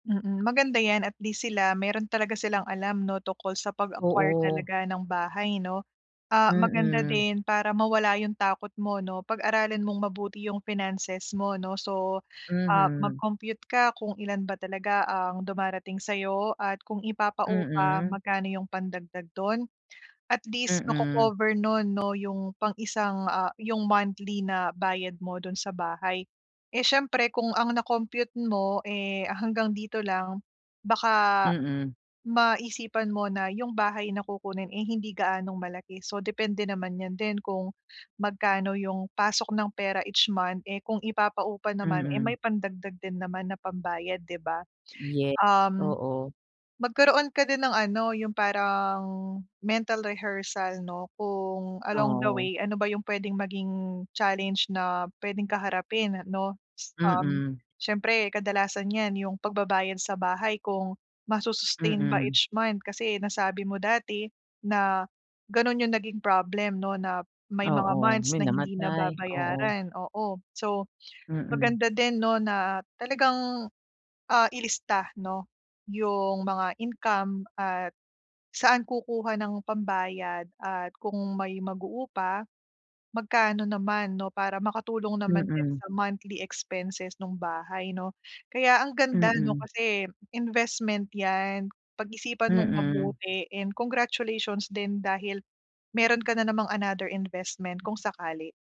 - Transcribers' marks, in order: other background noise
- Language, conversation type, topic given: Filipino, advice, Paano ko mababalanse ang takot at makakakilos nang buong puso?